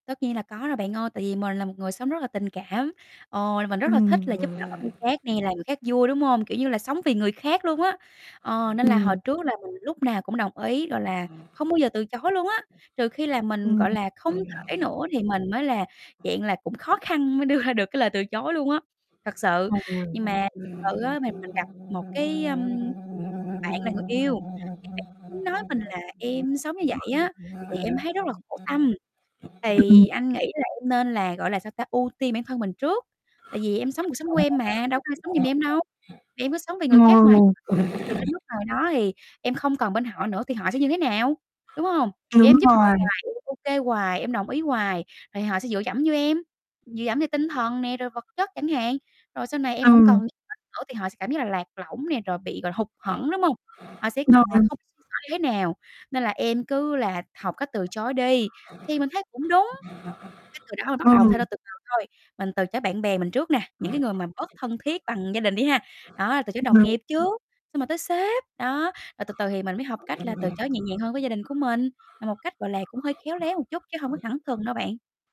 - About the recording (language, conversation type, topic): Vietnamese, podcast, Bạn đã học cách nói “không” như thế nào?
- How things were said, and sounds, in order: distorted speech; other background noise; tapping; laughing while speaking: "mới đưa ra"; unintelligible speech; unintelligible speech; unintelligible speech; unintelligible speech